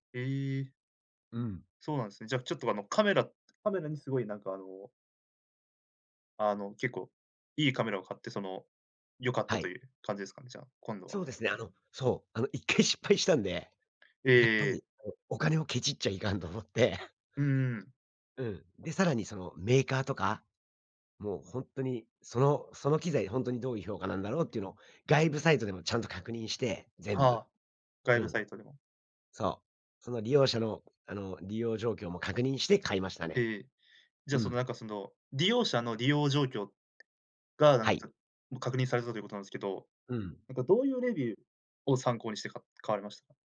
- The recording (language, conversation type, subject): Japanese, podcast, オンラインでの買い物で失敗したことはありますか？
- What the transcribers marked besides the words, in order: chuckle; tapping